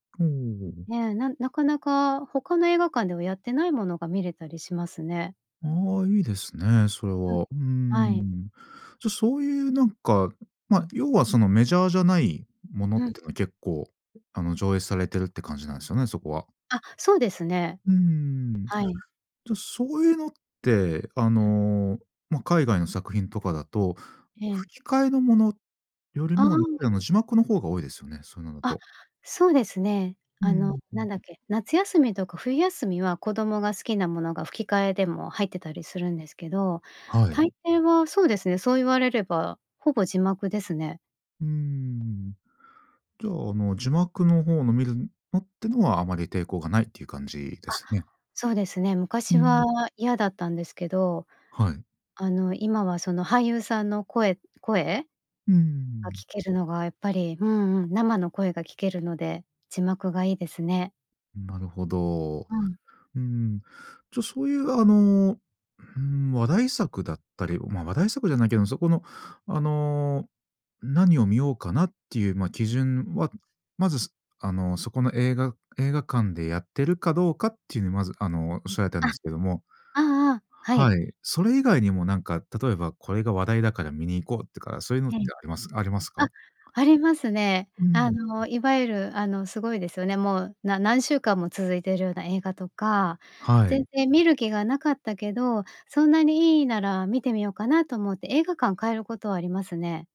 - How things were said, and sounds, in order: none
- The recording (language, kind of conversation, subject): Japanese, podcast, 映画は映画館で観るのと家で観るのとでは、どちらが好きですか？